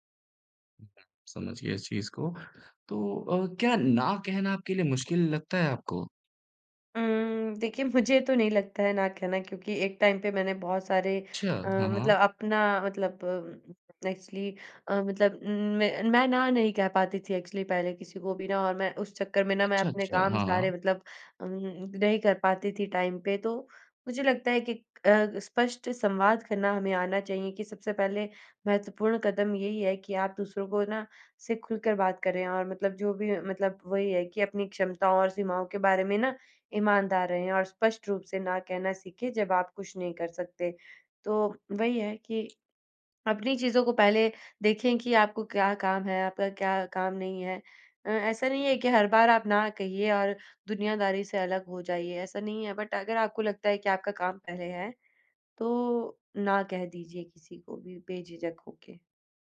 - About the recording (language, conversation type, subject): Hindi, podcast, दूसरों की उम्मीदों से आप कैसे निपटते हैं?
- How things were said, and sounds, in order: tapping; other background noise; laughing while speaking: "मुझे"; in English: "टाइम"; in English: "एक्चुअली"; in English: "एक्चुअली"; in English: "टाइम"; in English: "बट"